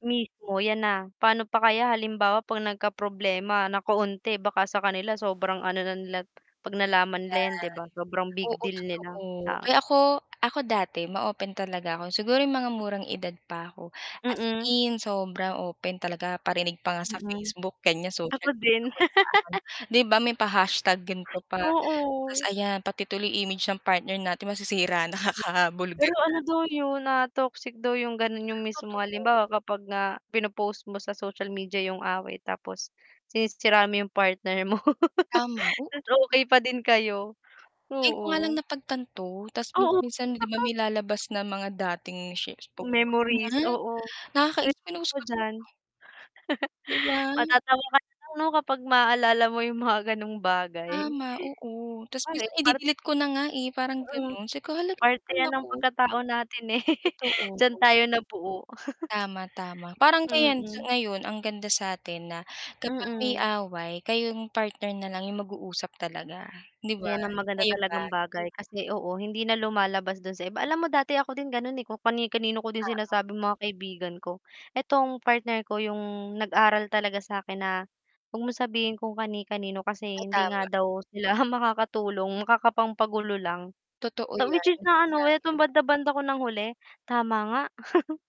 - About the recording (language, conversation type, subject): Filipino, unstructured, Paano mo ipinapakita ang pagmamahal sa isang tao?
- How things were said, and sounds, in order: static; unintelligible speech; distorted speech; mechanical hum; laugh; other background noise; scoff; laugh; unintelligible speech; unintelligible speech; chuckle; unintelligible speech; unintelligible speech; chuckle; scoff; chuckle